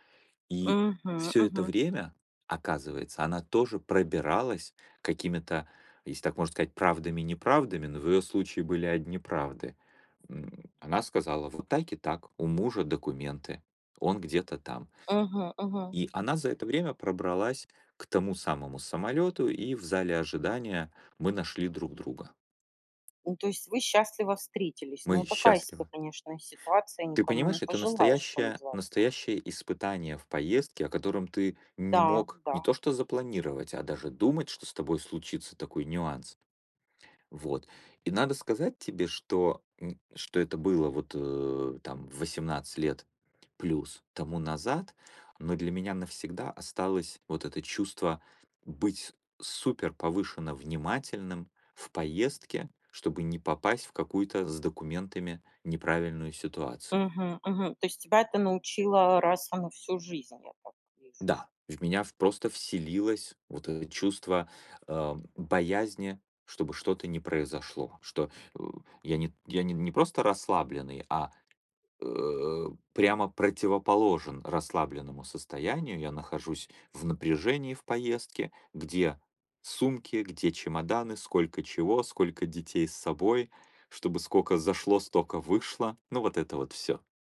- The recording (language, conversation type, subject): Russian, podcast, Какой момент в поездке изменил тебя?
- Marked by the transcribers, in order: other background noise